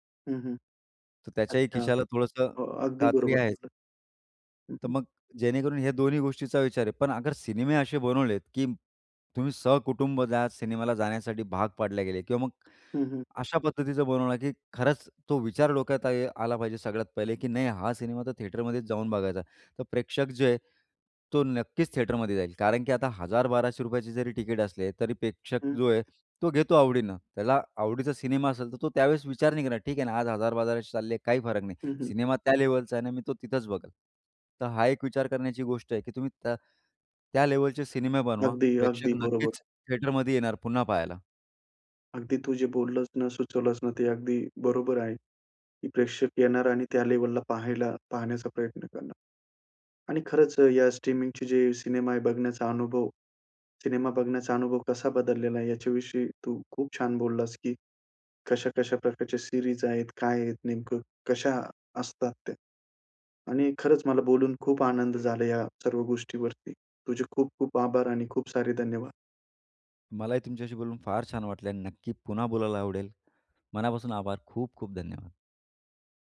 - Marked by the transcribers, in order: other noise; in English: "थिएटरमध्येच"; in English: "थिएटरमध्ये"; in English: "थिएटरमध्ये"; in English: "सीरीज"
- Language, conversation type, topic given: Marathi, podcast, स्ट्रीमिंगमुळे सिनेमा पाहण्याचा अनुभव कसा बदलला आहे?